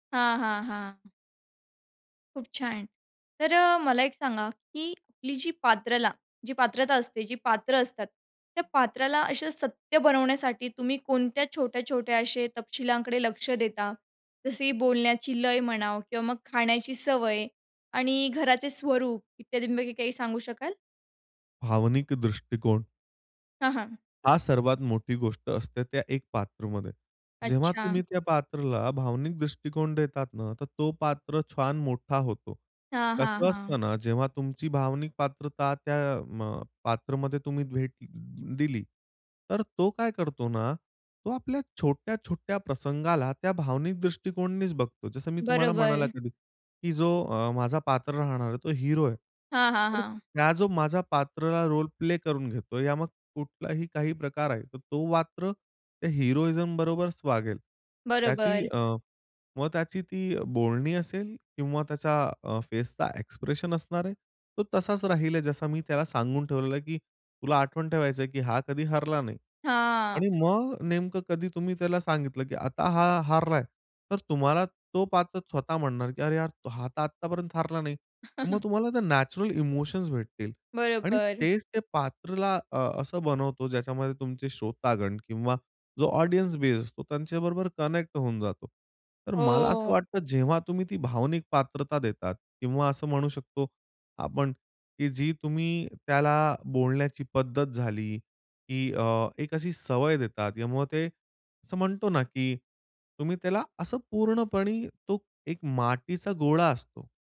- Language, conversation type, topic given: Marathi, podcast, पात्र तयार करताना सर्वात आधी तुमच्या मनात कोणता विचार येतो?
- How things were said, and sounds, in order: "पात्राला" said as "पात्रला"; in English: "रोल प्ले"; in English: "हिरोइझम"; in English: "फेसचा एक्सप्रेशन"; chuckle; in English: "नॅचरल इमोशन्स"; in English: "ऑडियन्स बेस"